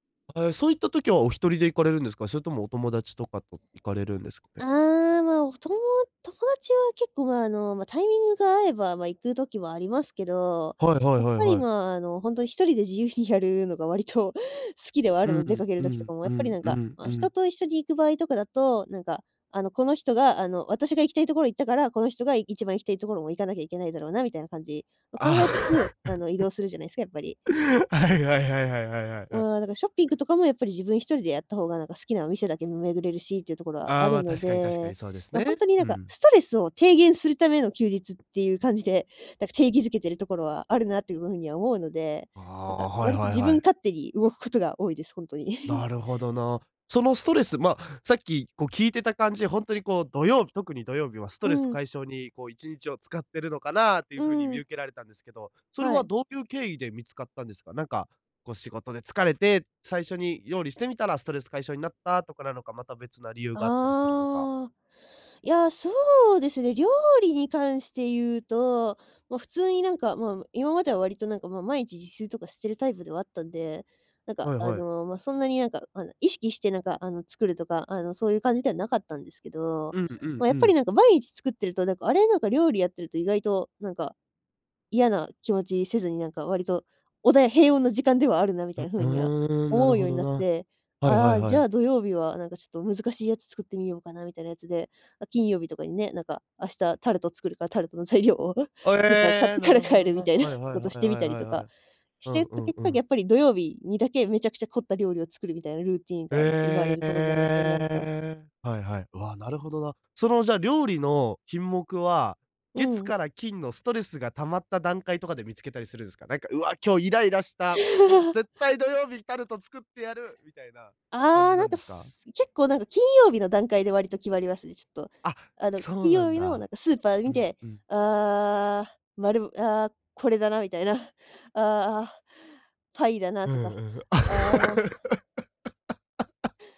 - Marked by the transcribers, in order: laughing while speaking: "自由にやるのが割と"; laughing while speaking: "ああ"; chuckle; laughing while speaking: "あ、はい はい"; tapping; chuckle; laughing while speaking: "材料を、スーパー買ってから帰るみたいな"; laugh; laugh
- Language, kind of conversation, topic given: Japanese, podcast, 休日はどのように過ごすのがいちばん好きですか？